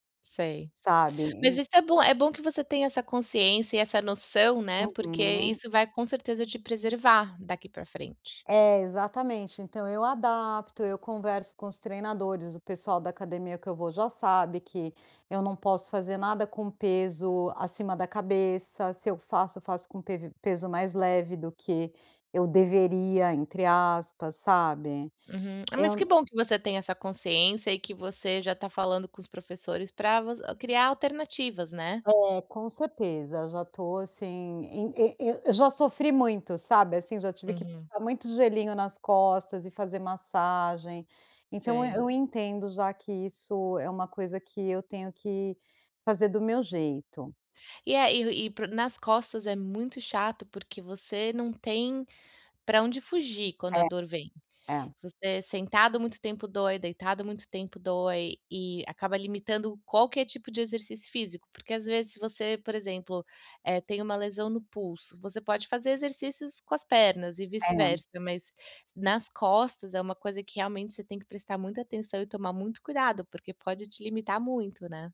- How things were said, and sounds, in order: tapping
- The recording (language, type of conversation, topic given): Portuguese, advice, Como posso criar um hábito de exercícios consistente?